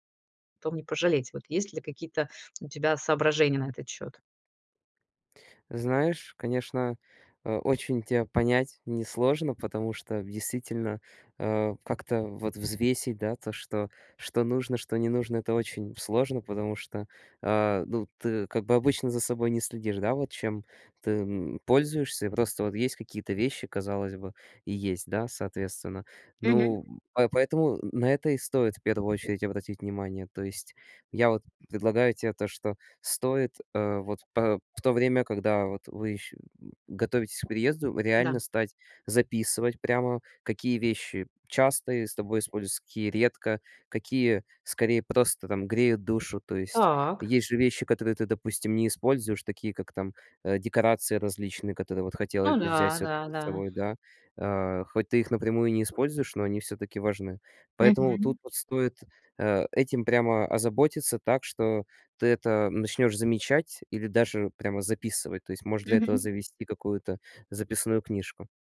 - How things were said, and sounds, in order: none
- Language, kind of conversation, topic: Russian, advice, Как при переезде максимально сократить количество вещей и не пожалеть о том, что я от них избавился(ась)?